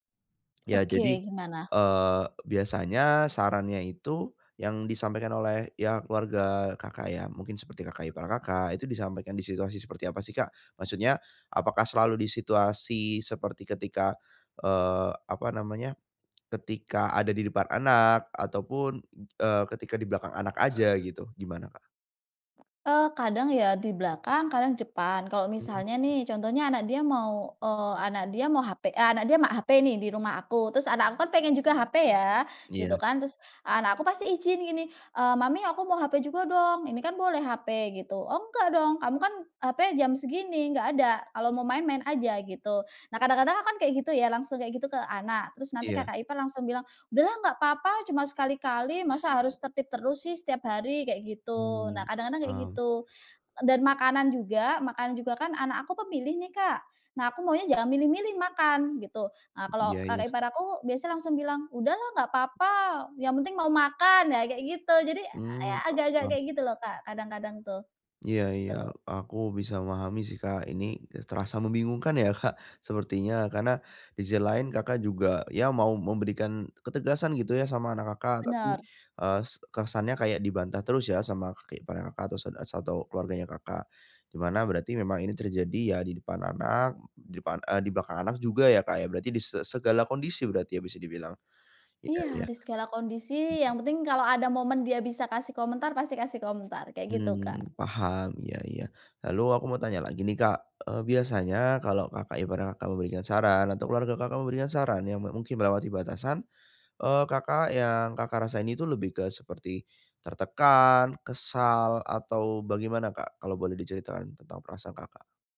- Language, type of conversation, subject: Indonesian, advice, Bagaimana cara menetapkan batasan saat keluarga memberi saran?
- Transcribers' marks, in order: other background noise; tapping; laughing while speaking: "Kak?"